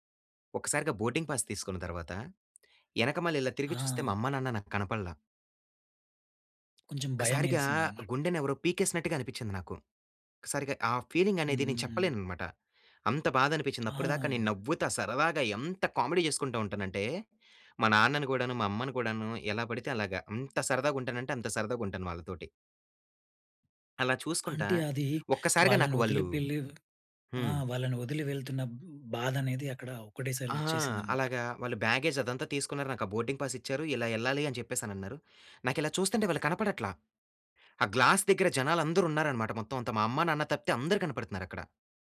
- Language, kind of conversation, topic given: Telugu, podcast, ఒకసారి మీ విమానం తప్పిపోయినప్పుడు మీరు ఆ పరిస్థితిని ఎలా ఎదుర్కొన్నారు?
- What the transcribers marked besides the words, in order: in English: "బోర్డింగ్ పాస్"; in English: "ఫీలింగ్"; tapping; "పెట్టి" said as "పెళ్ళి"; in English: "బ్యాగేజ్"; in English: "బోర్డింగ్ పాస్"; in English: "గ్లాస్"